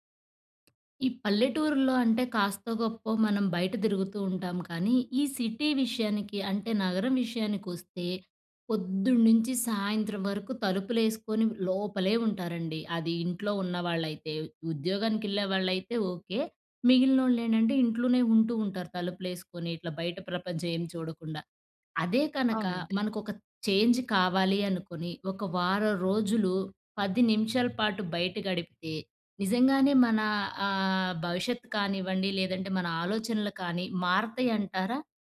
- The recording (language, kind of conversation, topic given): Telugu, podcast, ఒక వారం పాటు రోజూ బయట 10 నిమిషాలు గడిపితే ఏ మార్పులు వస్తాయని మీరు భావిస్తారు?
- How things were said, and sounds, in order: tapping; in English: "సిటీ"; in English: "చేంజ్"; other background noise